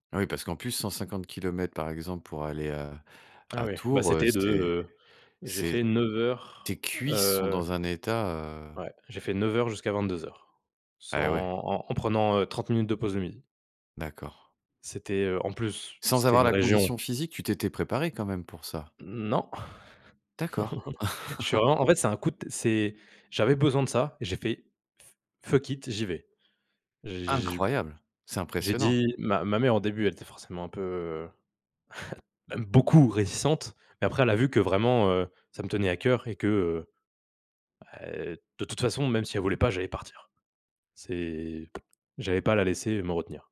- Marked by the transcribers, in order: laughing while speaking: "Non, non, non, non"; laugh; in English: "fu fuck it"; chuckle; lip trill; other background noise
- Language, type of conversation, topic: French, podcast, Peux-tu raconter une expérience qui t’a vraiment fait grandir ?